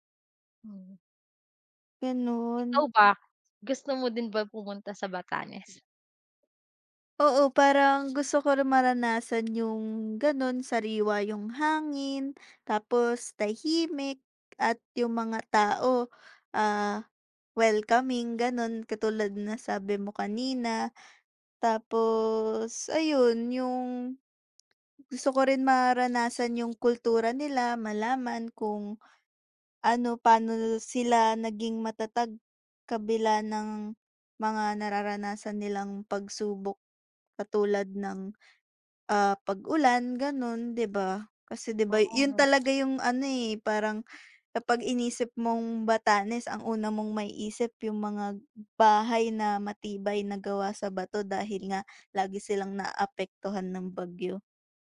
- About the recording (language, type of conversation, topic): Filipino, unstructured, Paano nakaaapekto ang heograpiya ng Batanes sa pamumuhay ng mga tao roon?
- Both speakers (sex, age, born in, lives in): female, 20-24, Philippines, Philippines; female, 25-29, Philippines, Philippines
- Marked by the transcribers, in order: tapping; other background noise; unintelligible speech